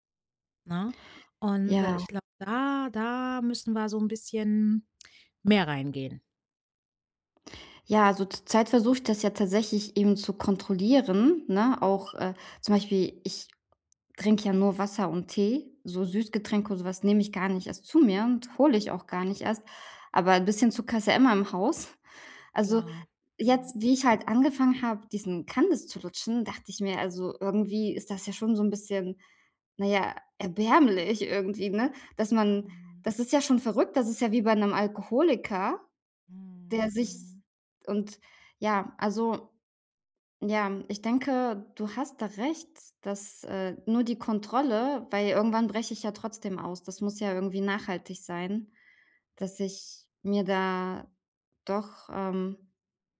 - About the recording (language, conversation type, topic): German, advice, Wie kann ich meinen Zucker- und Koffeinkonsum reduzieren?
- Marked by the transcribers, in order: none